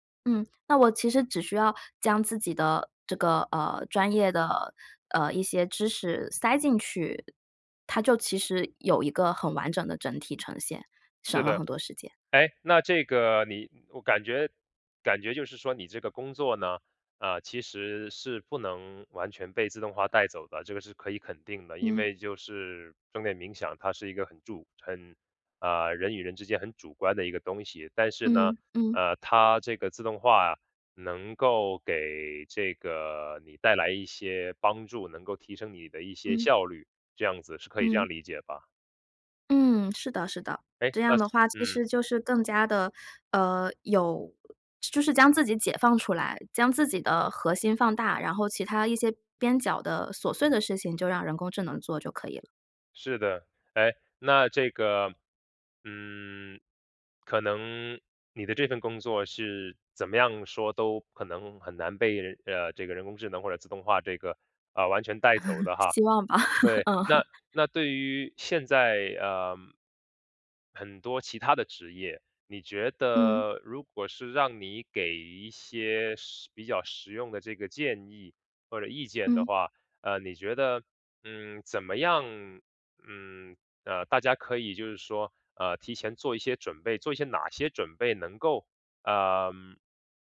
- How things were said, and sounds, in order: laugh; laughing while speaking: "嗯哼"
- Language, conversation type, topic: Chinese, podcast, 未来的工作会被自动化取代吗？